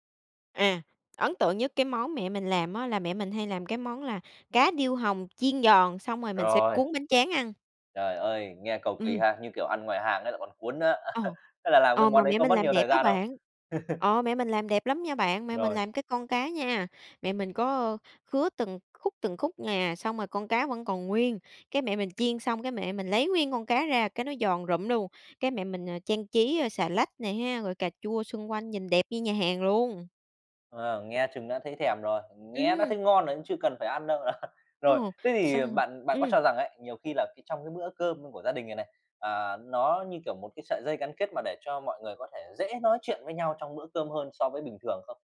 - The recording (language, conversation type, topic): Vietnamese, podcast, Bạn nghĩ bữa cơm gia đình quan trọng như thế nào đối với mọi người?
- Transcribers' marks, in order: tapping; chuckle; chuckle; chuckle